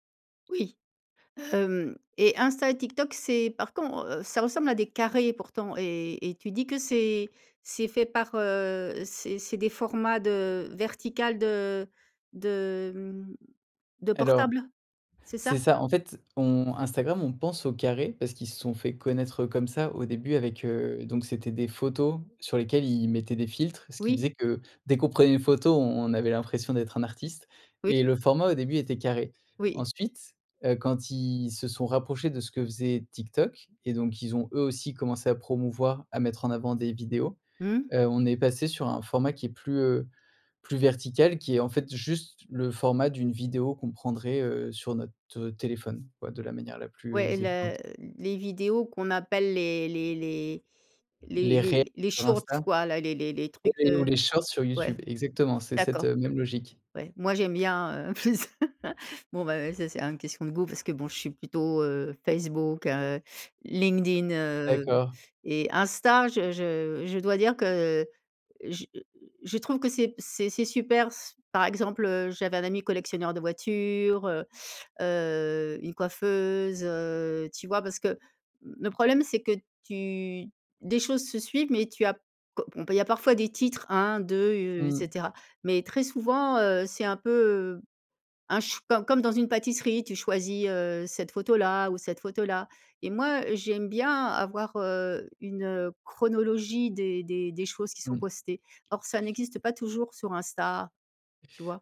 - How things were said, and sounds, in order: tapping; other background noise; in English: "shourts"; "shorts" said as "shourts"; unintelligible speech; in English: "Shorts"; laugh
- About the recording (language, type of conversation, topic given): French, podcast, Qu’est-ce qui, selon toi, fait un bon storytelling sur les réseaux sociaux ?